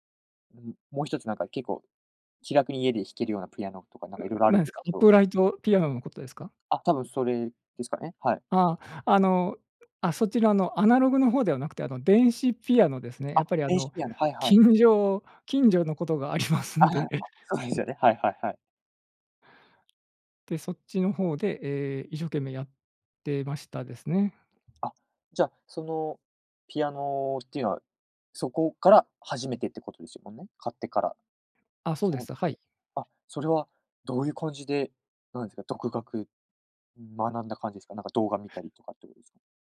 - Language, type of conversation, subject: Japanese, podcast, 音楽と出会ったきっかけは何ですか？
- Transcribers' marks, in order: laughing while speaking: "ありますんで"; chuckle; other background noise